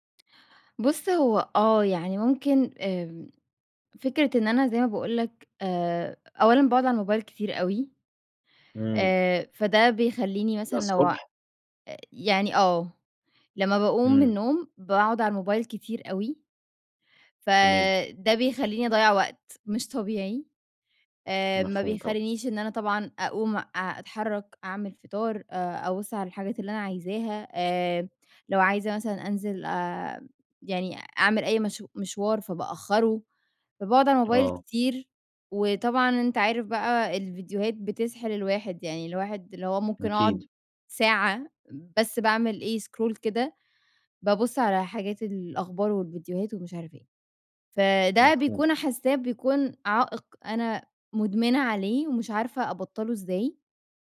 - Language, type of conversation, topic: Arabic, advice, إزاي أقدر أبني روتين صباحي ثابت ومايتعطلش بسرعة؟
- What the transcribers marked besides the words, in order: in English: "سكرول"